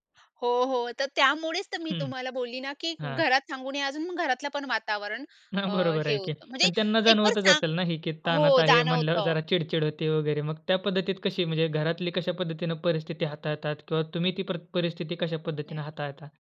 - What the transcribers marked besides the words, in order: none
- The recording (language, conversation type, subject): Marathi, podcast, आजच्या ताणतणावात घराला सुरक्षित आणि शांत आश्रयस्थान कसं बनवता?